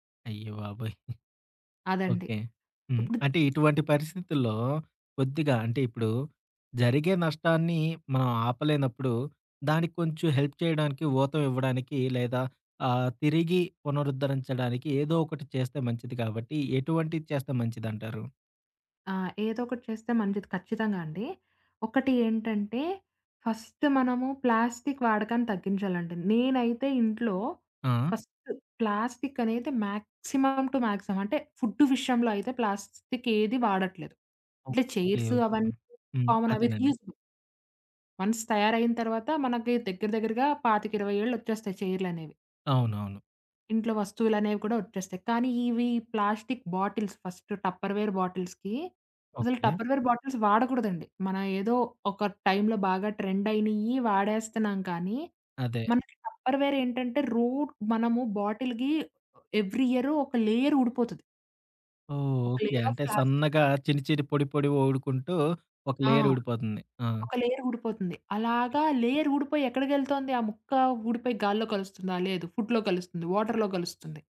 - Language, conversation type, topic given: Telugu, podcast, పర్యావరణ రక్షణలో సాధారణ వ్యక్తి ఏమేం చేయాలి?
- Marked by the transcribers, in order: giggle; in English: "హెల్ప్"; in English: "ఫస్ట్"; in English: "ఫస్ట్"; in English: "మాక్సిమం టు మాక్సిమం"; in English: "ఫుడ్"; in English: "చైర్స్"; in English: "కామన్"; in English: "రీయూస్"; in English: "వన్స్"; in English: "బాటిల్స్. ఫస్ట్"; in English: "బాటిల్స్‌కి"; in English: "బాటిల్స్"; in English: "ట్రెండ్"; in English: "బాటిల్‌కి ఎవ్రీ"; in English: "లేయర్"; in English: "లేయర్ ఆఫ్ ప్లాస్టిక్"; in English: "లేయర్"; in English: "లేయర్"; in English: "లేయర్"; other background noise; in English: "ఫుడ్‌లో"; in English: "వాటర్‌లో"